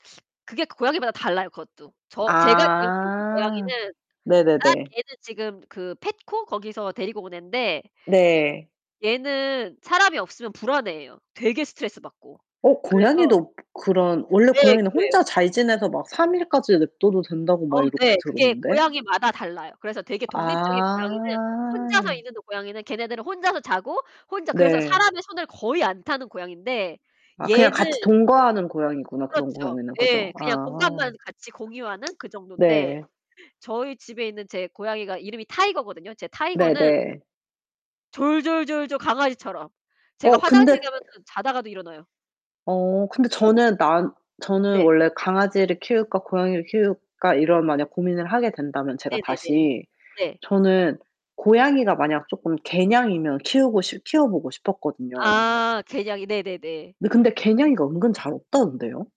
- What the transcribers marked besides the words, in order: tapping; distorted speech; other background noise; drawn out: "아"; static
- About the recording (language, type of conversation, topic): Korean, unstructured, 고양이와 강아지 중 어떤 반려동물이 더 좋다고 생각하세요?